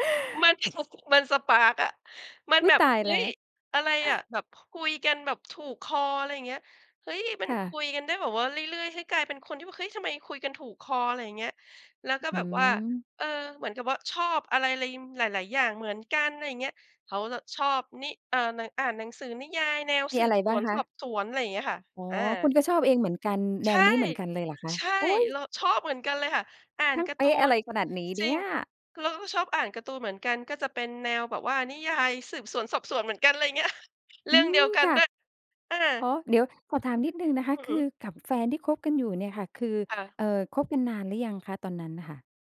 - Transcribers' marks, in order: other background noise; in English: "สปาร์ก"; tapping
- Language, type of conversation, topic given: Thai, podcast, ประสบการณ์ชีวิตแต่งงานของคุณเป็นอย่างไร เล่าให้ฟังได้ไหม?